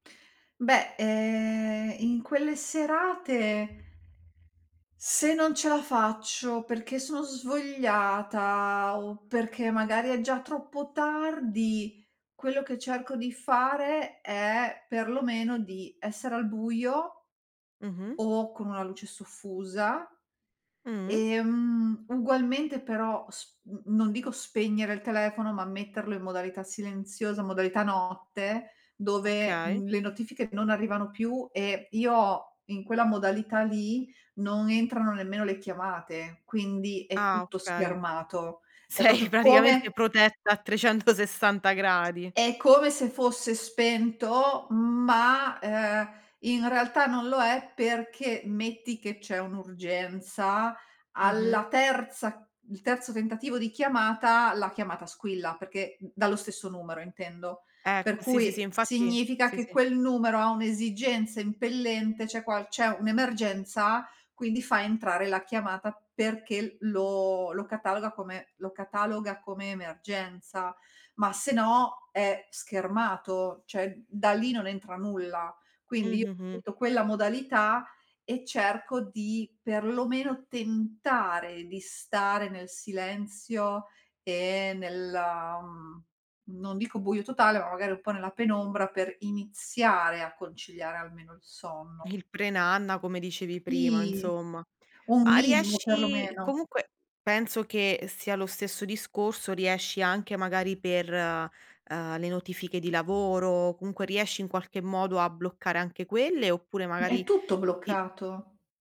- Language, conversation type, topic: Italian, podcast, Come fai a staccare dagli schermi la sera?
- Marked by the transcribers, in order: other background noise; laughing while speaking: "Sei"; "proprio" said as "propio"; laughing while speaking: "trecentosessanta"; tapping; "cioè" said as "ceh"; "Sì" said as "tì"